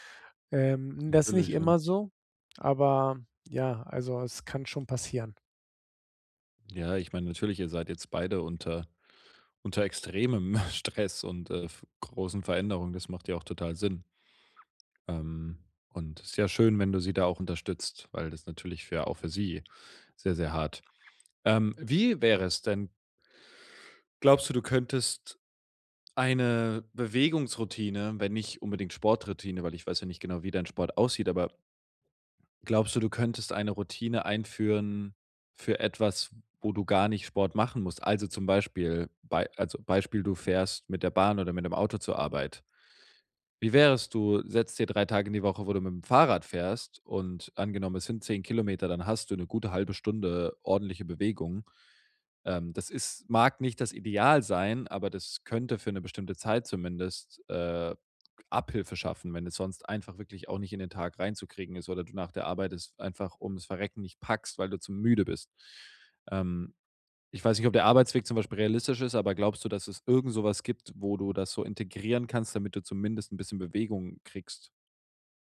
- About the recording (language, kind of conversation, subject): German, advice, Wie kann ich trotz Unsicherheit eine tägliche Routine aufbauen?
- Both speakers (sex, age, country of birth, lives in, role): male, 25-29, Germany, Germany, advisor; male, 40-44, Germany, Spain, user
- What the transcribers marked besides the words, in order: chuckle